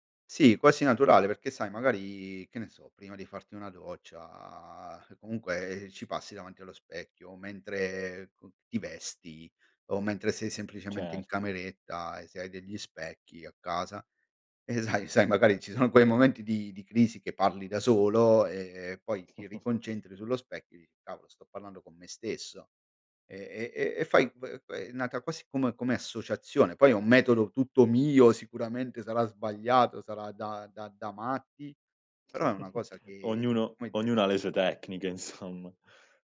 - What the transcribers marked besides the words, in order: laughing while speaking: "sai sai magari ci sono quei momenti"; chuckle; chuckle; laughing while speaking: "insomma"
- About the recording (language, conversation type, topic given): Italian, podcast, Come gestisci la voce critica dentro di te?